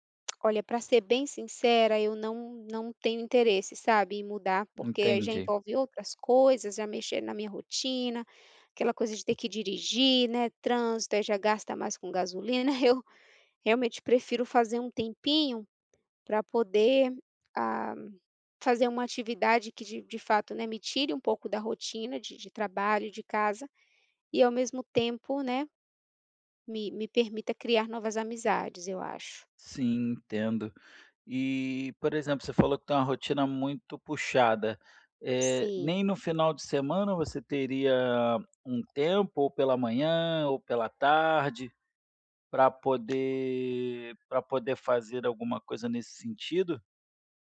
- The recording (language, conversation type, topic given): Portuguese, advice, Como posso fazer amigos depois de me mudar para cá?
- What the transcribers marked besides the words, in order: tapping; chuckle; other background noise